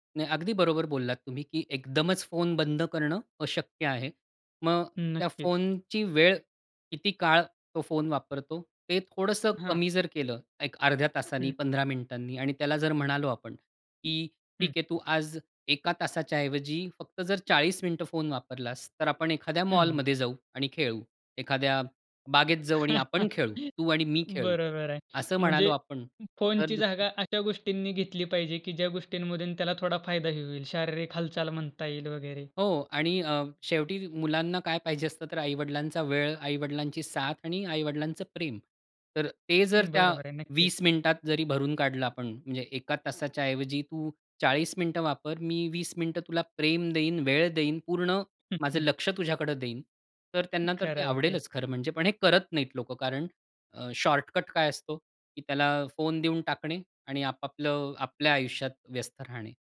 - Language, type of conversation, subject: Marathi, podcast, स्क्रीन टाइम कमी करण्यासाठी कोणते सोपे उपाय करता येतील?
- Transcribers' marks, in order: tapping; chuckle; chuckle